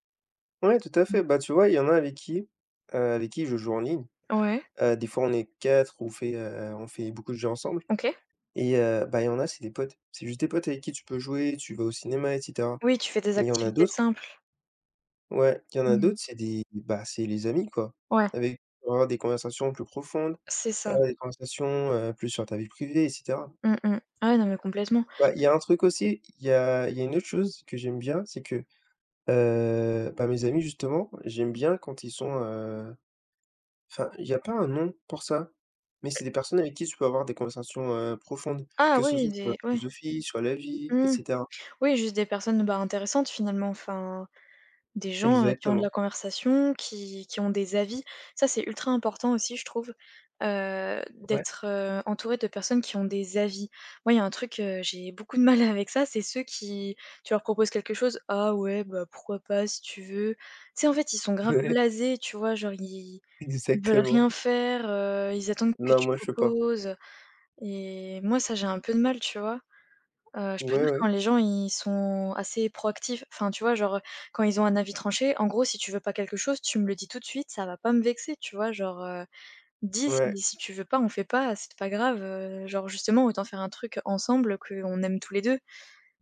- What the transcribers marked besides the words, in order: unintelligible speech; laughing while speaking: "mal avec ça"; laughing while speaking: "Ouais"; laughing while speaking: "Exactement"
- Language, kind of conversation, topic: French, unstructured, Quelle qualité apprécies-tu le plus chez tes amis ?